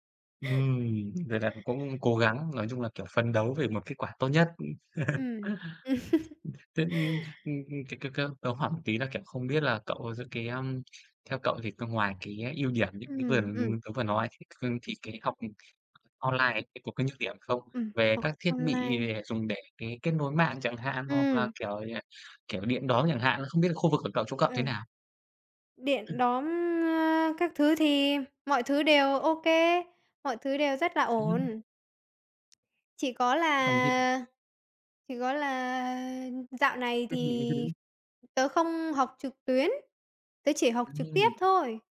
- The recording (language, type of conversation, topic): Vietnamese, unstructured, Bạn nghĩ gì về việc học trực tuyến thay vì đến lớp học truyền thống?
- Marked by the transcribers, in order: chuckle; other background noise; other noise; laughing while speaking: "Ừm"; tapping